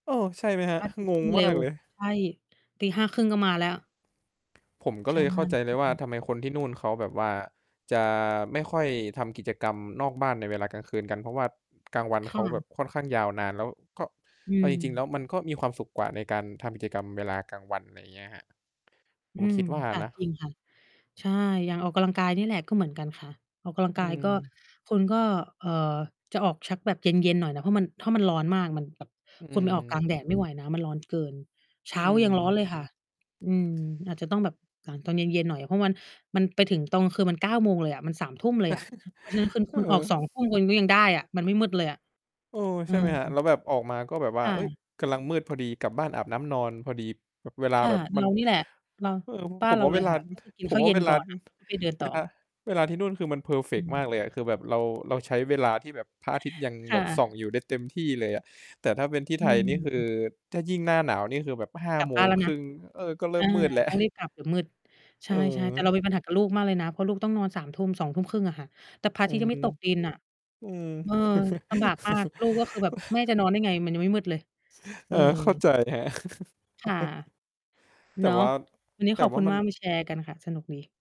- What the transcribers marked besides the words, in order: distorted speech; tapping; mechanical hum; chuckle; other noise; chuckle; chuckle; chuckle
- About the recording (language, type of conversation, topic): Thai, unstructured, การออกกำลังกายช่วยเปลี่ยนแปลงชีวิตของคุณอย่างไร?